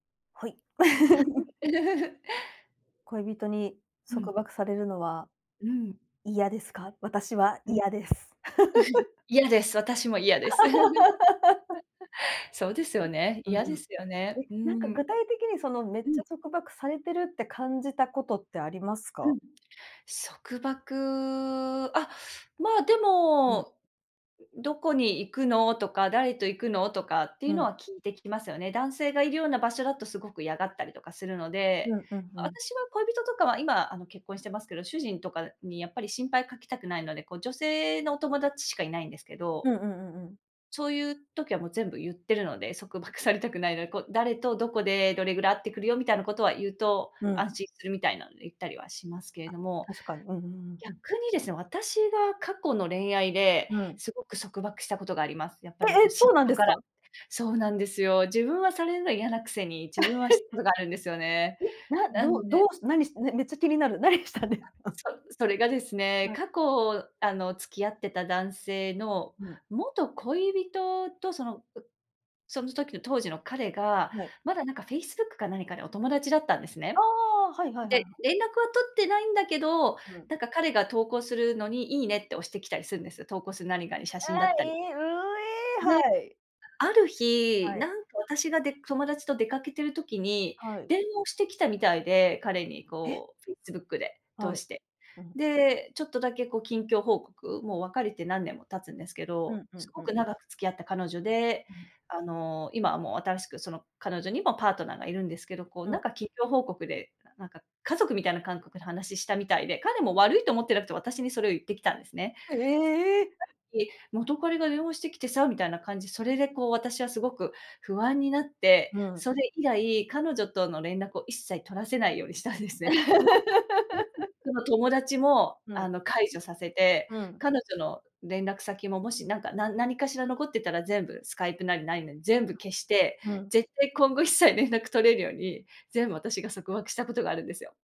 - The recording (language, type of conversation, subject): Japanese, unstructured, 恋人に束縛されるのは嫌ですか？
- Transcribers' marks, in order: laugh; unintelligible speech; giggle; tapping; chuckle; laugh; giggle; other background noise; drawn out: "束縛"; laughing while speaking: "束縛されたくないので"; chuckle; laughing while speaking: "何したんですか？"; surprised: "ええ"; "元カノ" said as "元カレ"; laughing while speaking: "したんですね"; laugh